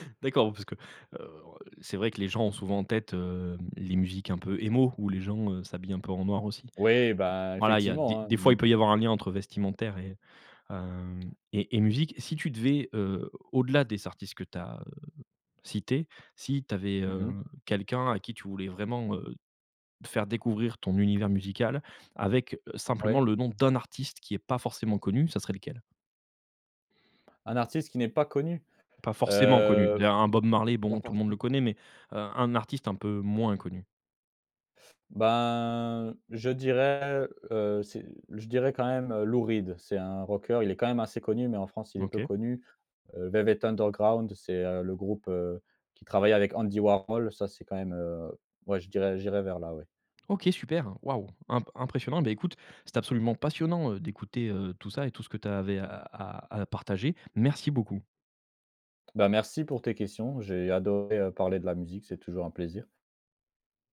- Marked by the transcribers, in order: stressed: "emo"; other background noise; stressed: "d'un"; unintelligible speech; stressed: "moins"
- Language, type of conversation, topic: French, podcast, Comment la musique a-t-elle marqué ton identité ?